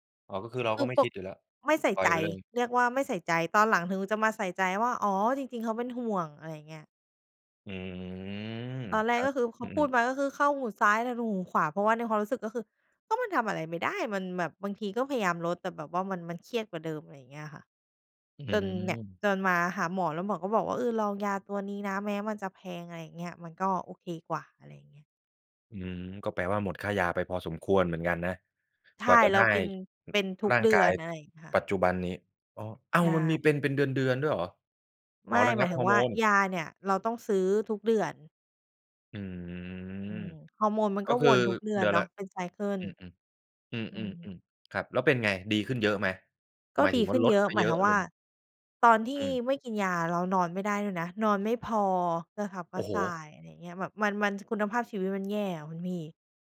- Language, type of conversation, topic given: Thai, podcast, คุณรับมือกับคำวิจารณ์จากญาติอย่างไร?
- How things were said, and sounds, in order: other noise; surprised: "อ้าว มันมีเป็น เป็นเดือน ๆ ด้วยเหรอ ?"; drawn out: "อืม"; in English: "ไซเกิล"